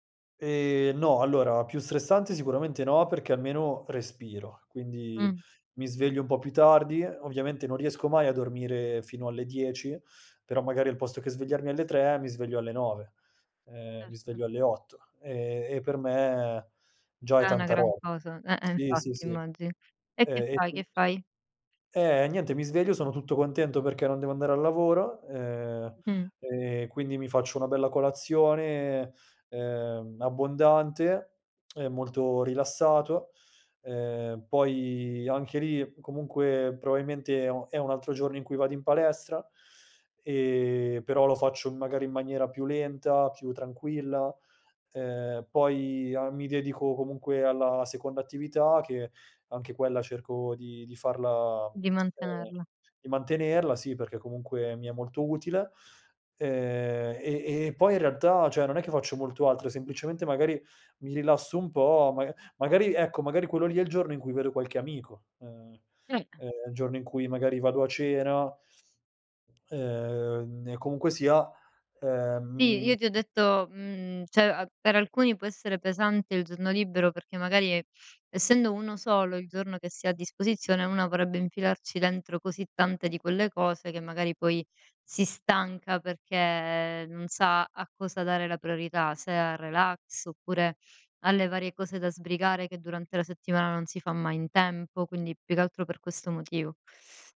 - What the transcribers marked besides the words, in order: unintelligible speech; tapping; other background noise; lip smack; "probabilmente" said as "proailmente"; lip smack; "cioè" said as "ceh"; unintelligible speech; "cioè" said as "ceh"
- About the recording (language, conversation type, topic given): Italian, podcast, Come gestisci le distrazioni quando devi seguire una routine?